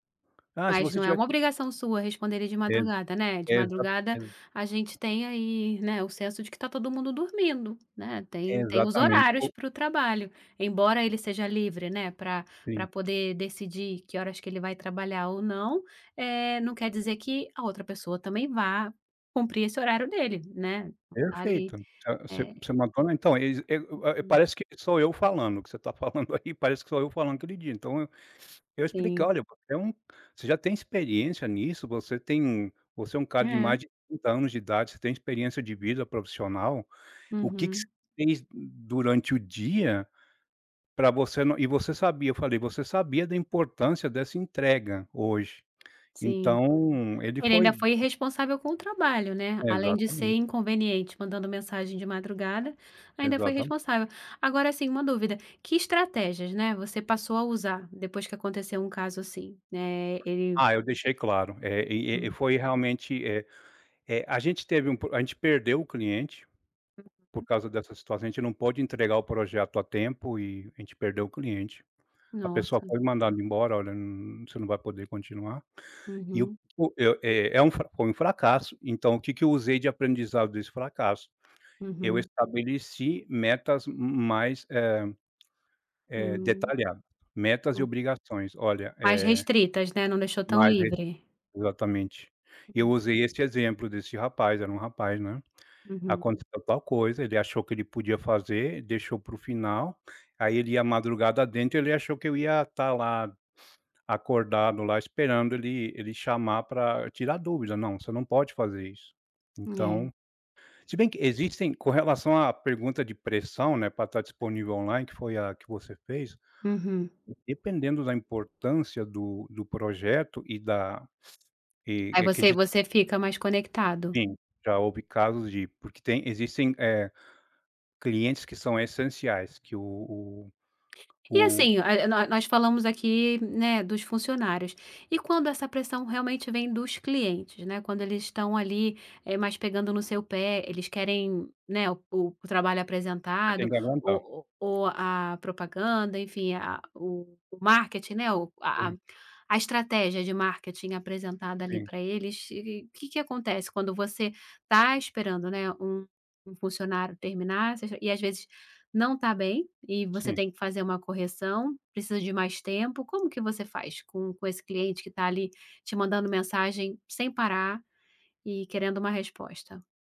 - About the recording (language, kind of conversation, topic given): Portuguese, podcast, Você sente pressão para estar sempre disponível online e como lida com isso?
- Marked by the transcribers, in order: other background noise; chuckle; tapping; other noise; unintelligible speech